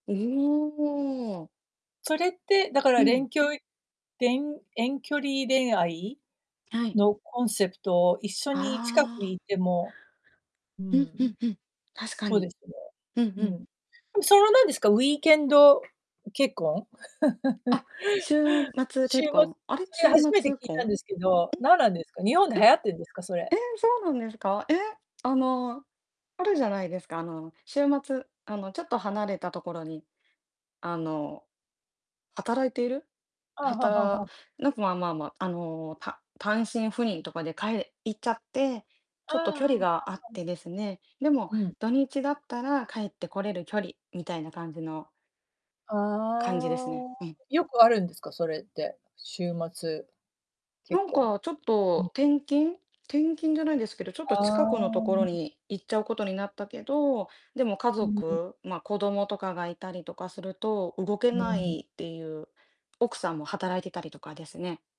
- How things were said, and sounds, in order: in English: "ウィーケンド"; laugh; distorted speech
- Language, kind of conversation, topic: Japanese, unstructured, 遠距離恋愛についてどう思いますか？